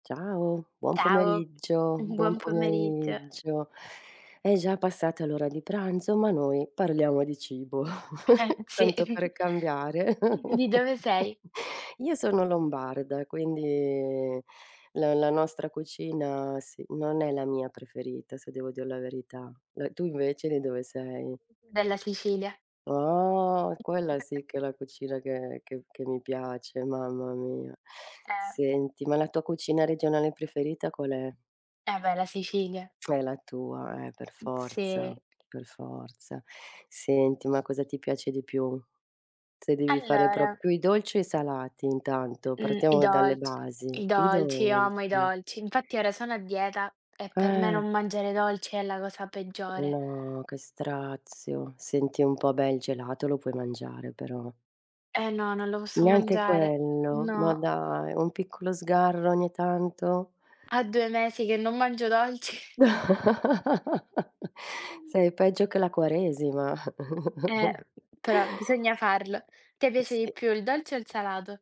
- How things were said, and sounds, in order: tapping; "Ciao" said as "tao"; other background noise; chuckle; background speech; laughing while speaking: "dolci"; chuckle; chuckle
- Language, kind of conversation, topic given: Italian, unstructured, Cosa ne pensi delle cucine regionali italiane?